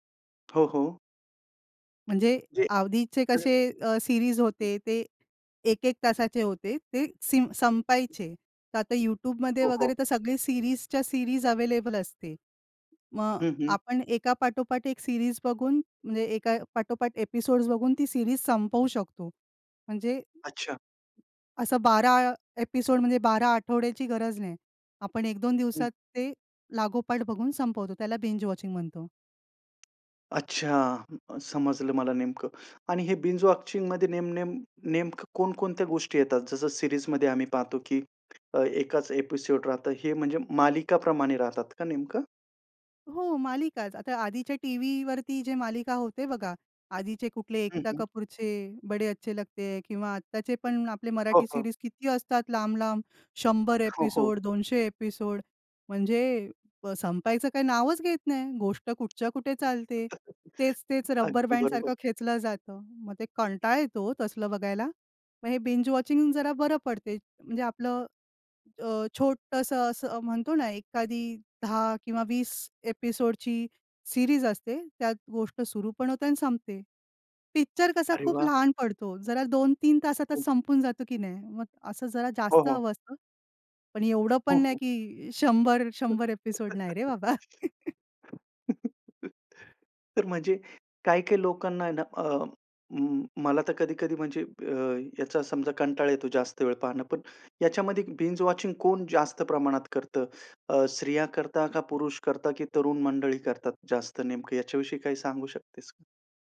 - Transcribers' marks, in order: tapping; "आधीचे" said as "आवधीचे"; unintelligible speech; in English: "सीरीज"; other noise; in English: "सीरीजच्या सीरीज अव्हेलेबल"; in English: "सीरीज"; in English: "एपिसोड्स"; in English: "सीरीज"; in English: "एपिसोड"; other background noise; in English: "बिंज वॉचिंग"; in English: "बिंज वॉचिंगमध्ये"; in English: "सिरीजमध्ये"; in English: "एपिसोड"; in English: "सीरीज"; in English: "एपिसोड"; in English: "एपिसोड"; laugh; put-on voice: "मग ते कंटाळा येतो ओ, तसलं बघायला"; in English: "बिंज वॉचिंग"; in English: "एपिसोडची सीरीज"; laugh; in English: "एपिसोड"; laugh; in English: "बिंज वॉचिंगमध्ये"
- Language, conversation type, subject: Marathi, podcast, तुम्ही सलग अनेक भाग पाहता का, आणि त्यामागचे कारण काय आहे?